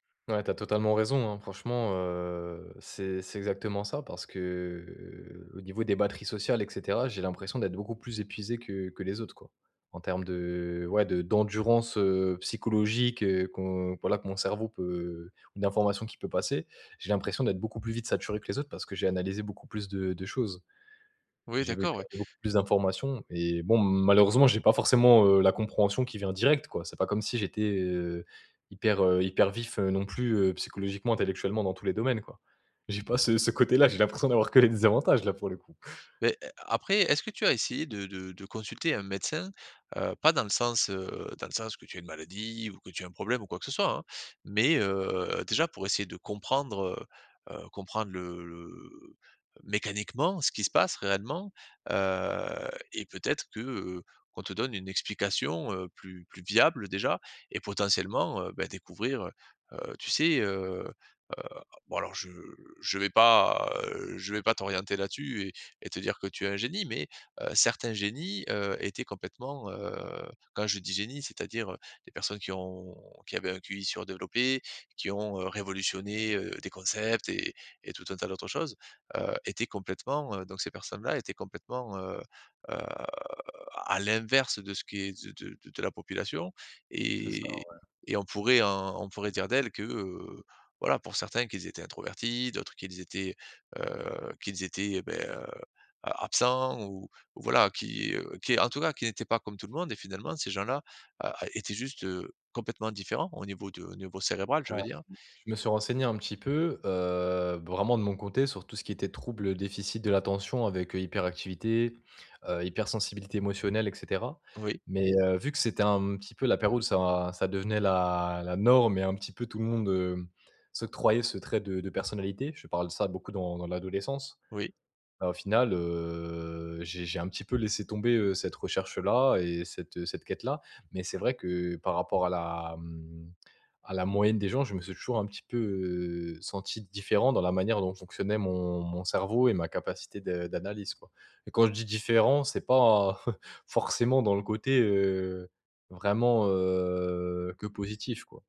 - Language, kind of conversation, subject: French, advice, Comment puis-je rester concentré longtemps sur une seule tâche ?
- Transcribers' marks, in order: drawn out: "heu"; drawn out: "que"; tapping; chuckle; drawn out: "heu"; drawn out: "heu"; stressed: "norme"; drawn out: "heu"; chuckle; drawn out: "heu"